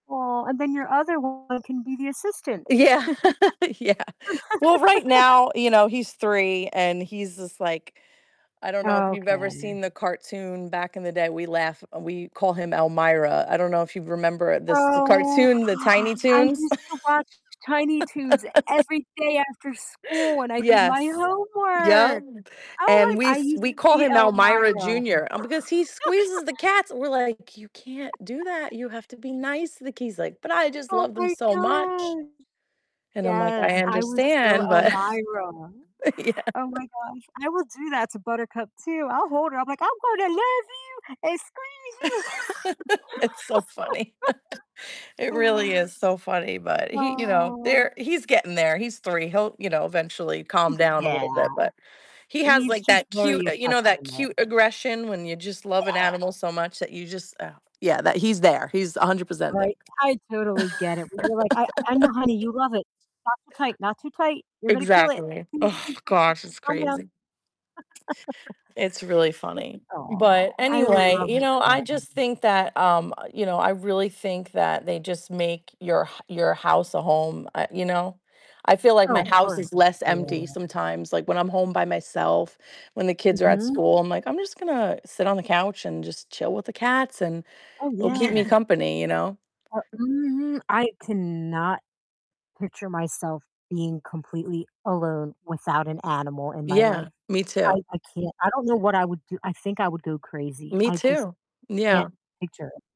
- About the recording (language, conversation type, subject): English, unstructured, How do pets change the way people feel day to day?
- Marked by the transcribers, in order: distorted speech; other background noise; laughing while speaking: "Yeah, yeah"; background speech; laugh; gasp; laugh; laugh; laughing while speaking: "but Yeah"; put-on voice: "I'm going to love you and squeeze you"; tapping; laugh; laughing while speaking: "It's so funny"; laugh; drawn out: "Oh"; unintelligible speech; laugh; laugh; static; unintelligible speech